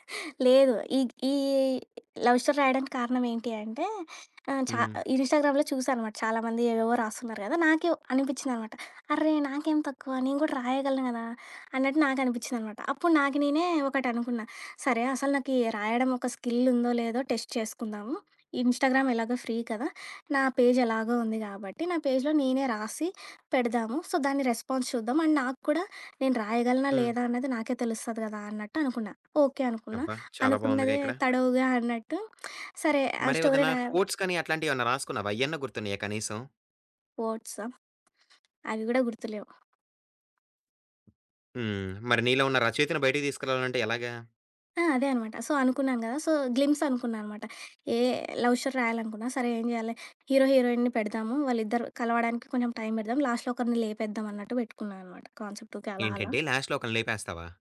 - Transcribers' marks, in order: in English: "లవ్ స్టోరీ"; in English: "ఇన్‌స్టాగ్రామ్‌లో"; in English: "స్కిల్"; in English: "టెస్ట్"; in English: "ఇన్‌స్టాగ్రామ్"; in English: "ఫ్రీ"; in English: "పేజ్"; in English: "పేజ్‌లో"; in English: "సో"; in English: "రెస్పాన్స్"; in English: "అండ్"; other background noise; in English: "స్టోరీ"; in English: "కోడ్స్"; in English: "సో"; in English: "సో, గ్లిమ్స్"; in English: "లవ్ స్టోరీ"; tapping; in English: "లాస్ట్‌లో"; in English: "కాన్సెప్ట్"; in English: "లాస్ట్‌లో"
- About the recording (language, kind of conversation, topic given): Telugu, podcast, సొంతంగా కొత్త విషయం నేర్చుకున్న అనుభవం గురించి చెప్పగలవా?